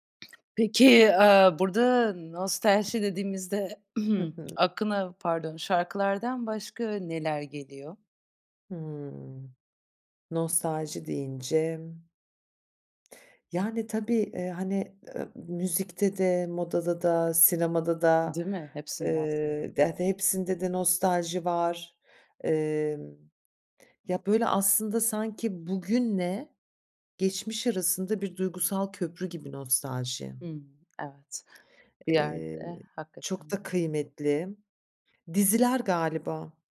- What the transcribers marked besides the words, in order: other background noise; throat clearing
- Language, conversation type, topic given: Turkish, podcast, Nostalji neden bu kadar insanı cezbediyor, ne diyorsun?
- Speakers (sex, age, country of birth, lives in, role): female, 30-34, Turkey, Netherlands, host; female, 45-49, Germany, France, guest